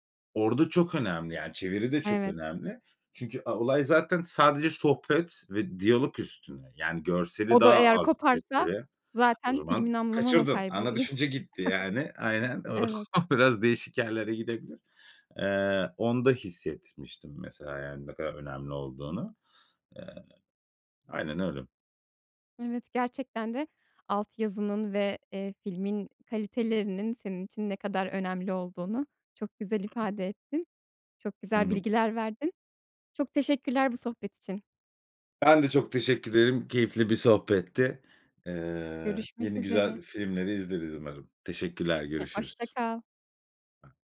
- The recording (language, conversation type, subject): Turkish, podcast, Dublaj mı yoksa altyazı mı tercih ediyorsun, neden?
- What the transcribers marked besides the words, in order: chuckle; laughing while speaking: "biraz"; other background noise; unintelligible speech